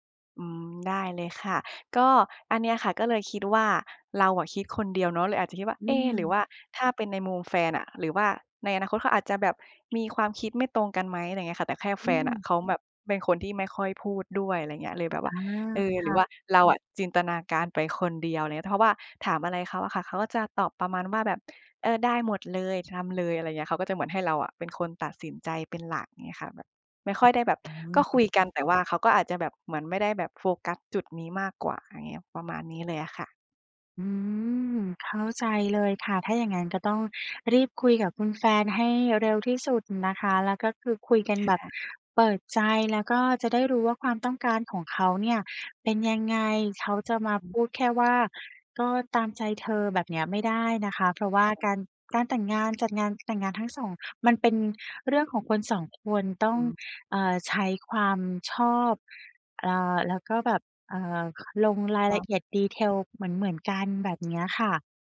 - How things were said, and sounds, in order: tapping
- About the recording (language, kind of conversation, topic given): Thai, advice, ฉันควรเริ่มคุยกับคู่ของฉันอย่างไรเมื่อกังวลว่าความคาดหวังเรื่องอนาคตของเราอาจไม่ตรงกัน?